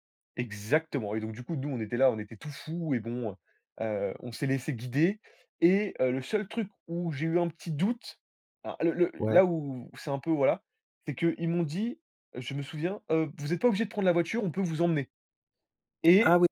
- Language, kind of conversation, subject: French, podcast, As-tu déjà pris une décision sur un coup de tête qui t’a mené loin ?
- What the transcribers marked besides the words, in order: tapping